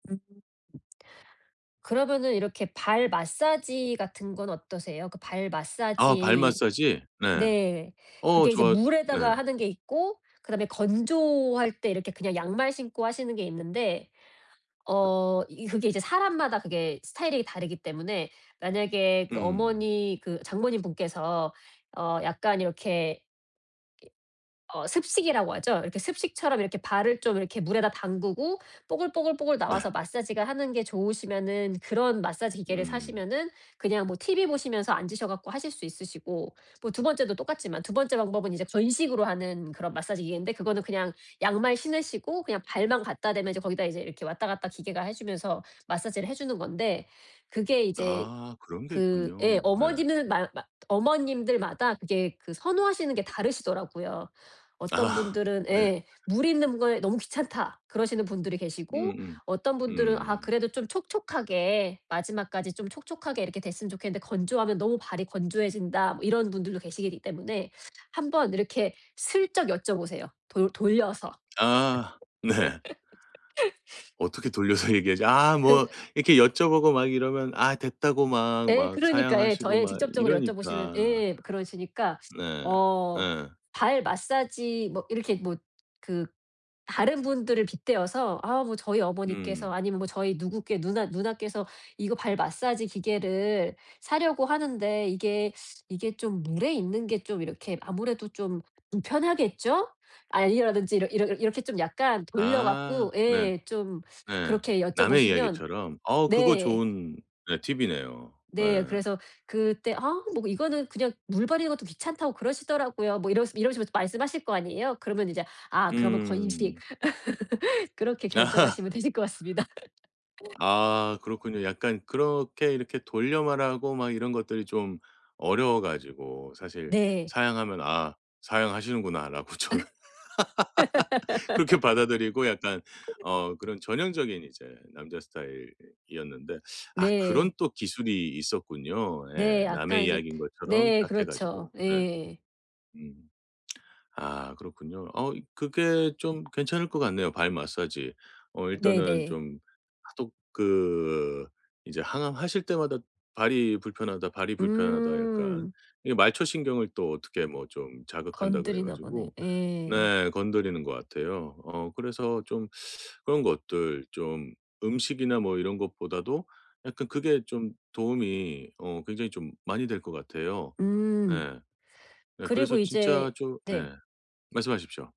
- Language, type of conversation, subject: Korean, advice, 회복 중인 사람이 편안하게 지내도록 제가 어떤 도움을 줄 수 있을까요?
- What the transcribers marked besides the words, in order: tapping; other background noise; "계시기" said as "계시리기"; laughing while speaking: "돌려서 얘기하지"; laugh; laugh; laughing while speaking: "그렇게 결정하시면 되실 것 같습니다"; laugh; laugh; laugh; laughing while speaking: "저는"; laugh; laugh; lip smack